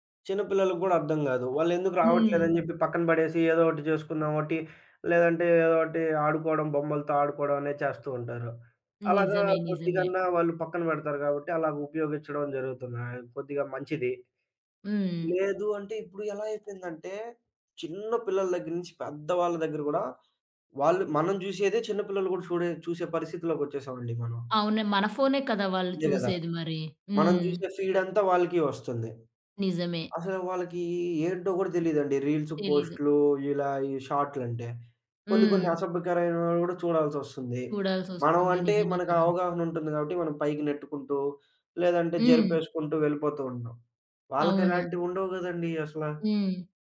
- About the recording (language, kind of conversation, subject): Telugu, podcast, కంప్యూటర్, ఫోన్ వాడకంపై పరిమితులు ఎలా పెట్టాలి?
- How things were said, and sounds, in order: other background noise; tapping; in English: "ఫీడ్"; in English: "రీల్స్"